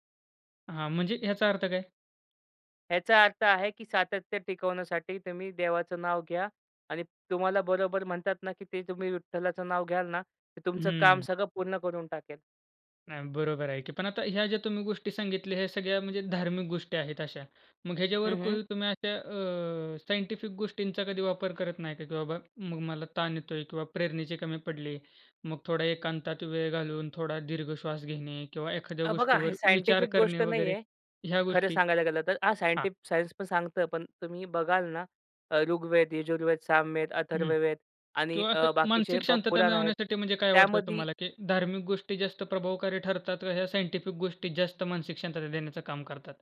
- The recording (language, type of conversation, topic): Marathi, podcast, तुम्हाला स्वप्ने साध्य करण्याची प्रेरणा कुठून मिळते?
- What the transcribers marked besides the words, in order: in English: "सायंटिफिक"; tapping; in English: "सायंटिफिक"; other background noise; in English: "साइंटिफिक"